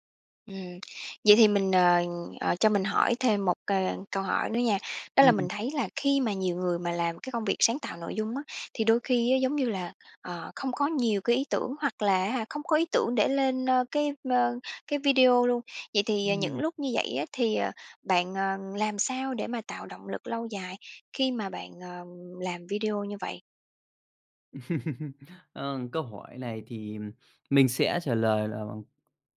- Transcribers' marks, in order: tapping; chuckle
- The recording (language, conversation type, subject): Vietnamese, podcast, Bạn làm thế nào để duy trì động lực lâu dài khi muốn thay đổi?